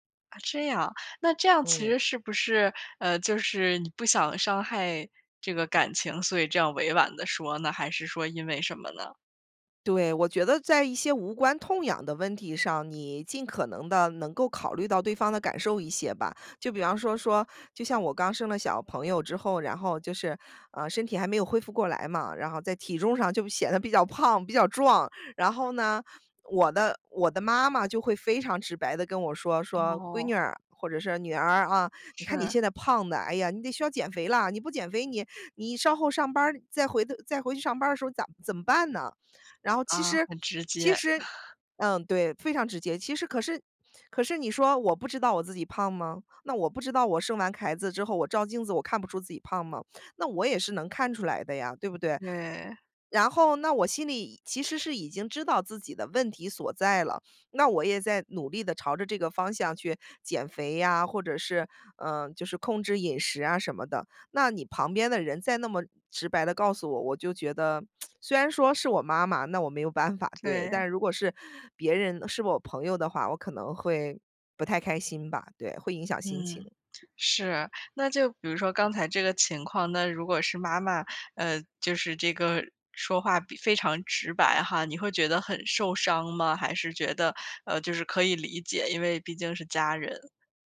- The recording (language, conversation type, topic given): Chinese, podcast, 你怎么看待委婉和直白的说话方式？
- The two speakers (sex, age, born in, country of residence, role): female, 25-29, China, United States, host; female, 40-44, United States, United States, guest
- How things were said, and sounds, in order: laugh; lip smack; other background noise